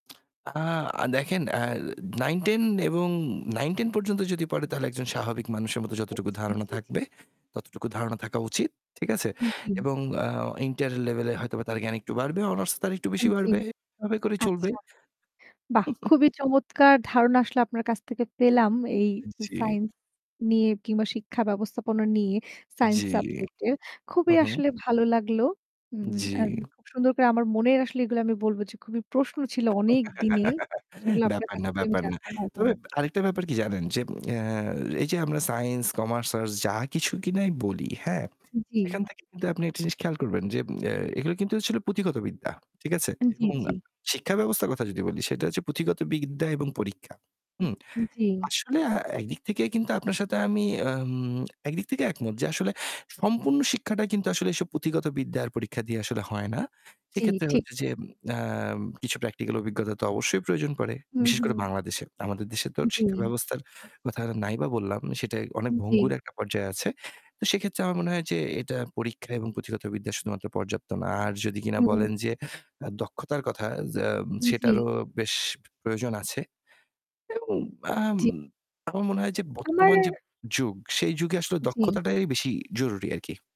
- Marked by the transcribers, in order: static; tapping; distorted speech; chuckle; laugh
- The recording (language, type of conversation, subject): Bengali, unstructured, শিক্ষাব্যবস্থা কি সত্যিই ছাত্রদের জন্য উপযোগী?